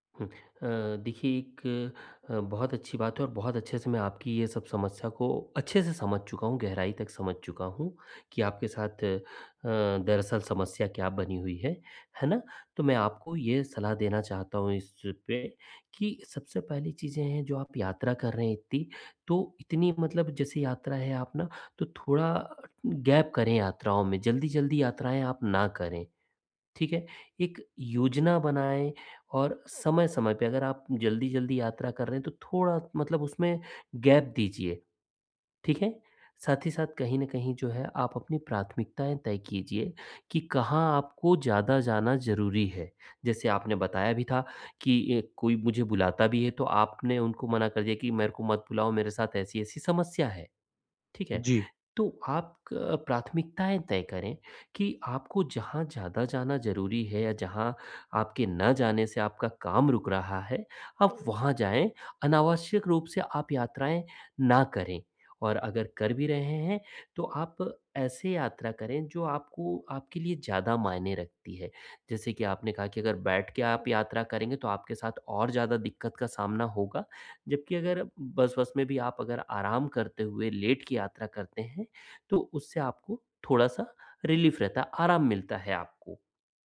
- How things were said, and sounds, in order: in English: "गैप"; in English: "गैप"; in English: "लेट"; in English: "रिलीफ़"
- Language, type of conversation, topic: Hindi, advice, मैं यात्रा की अनिश्चितता और तनाव को कैसे संभालूँ और यात्रा का आनंद कैसे लूँ?